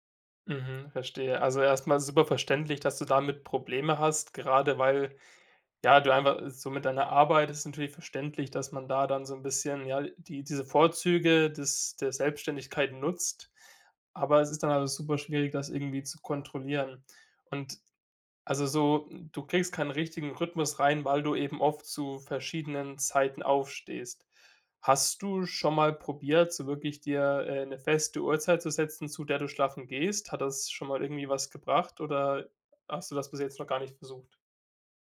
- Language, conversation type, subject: German, advice, Wie kann ich eine feste Morgen- oder Abendroutine entwickeln, damit meine Tage nicht mehr so chaotisch beginnen?
- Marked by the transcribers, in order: stressed: "gehst?"